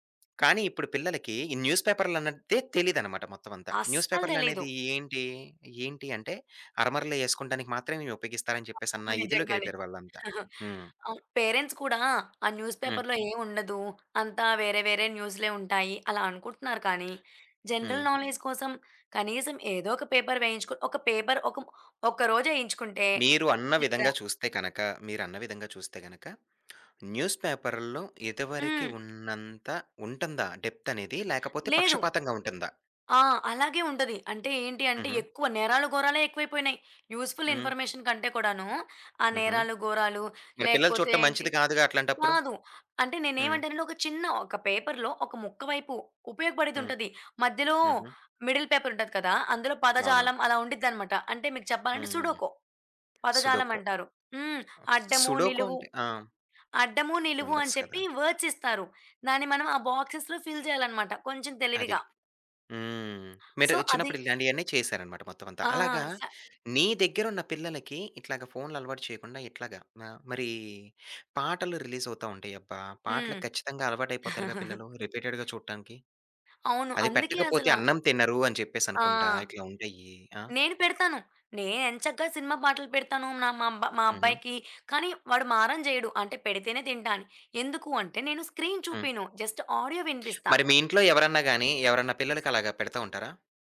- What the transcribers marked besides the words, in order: other background noise; chuckle; in English: "పేరెంట్స్"; in English: "న్యూస్ పేపర్‌లో"; tapping; in English: "జనరల్ నాలెడ్జ్"; in English: "పేపర్"; in English: "పేపర్"; in English: "వర్క్"; in English: "డెప్త్"; in English: "యూజ్‌ఫుల్ ఇన్‌ఫర్‌మేషన్"; in English: "పేపర్‌లో"; in English: "మిడిల్"; in English: "నెంబర్స్"; in English: "వర్డ్స్"; in English: "బాక్సెస్‌లో ఫిల్"; in English: "సో"; chuckle; in English: "రిపీటెడ్‌గా"; in English: "స్క్రీన్"; in English: "జస్ట్ ఆడియో"
- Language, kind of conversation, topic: Telugu, podcast, పిల్లల డిజిటల్ వినియోగాన్ని మీరు ఎలా నియంత్రిస్తారు?